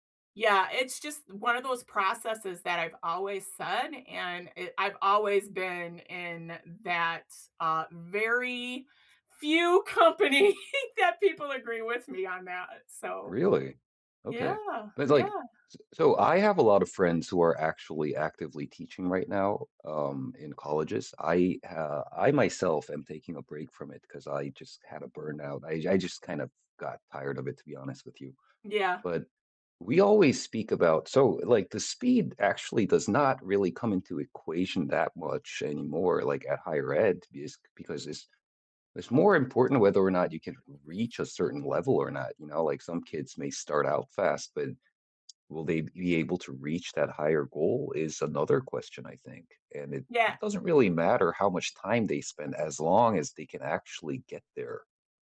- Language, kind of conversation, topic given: English, unstructured, What is one belief you hold that others might disagree with?
- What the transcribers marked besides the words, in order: laughing while speaking: "company"; tapping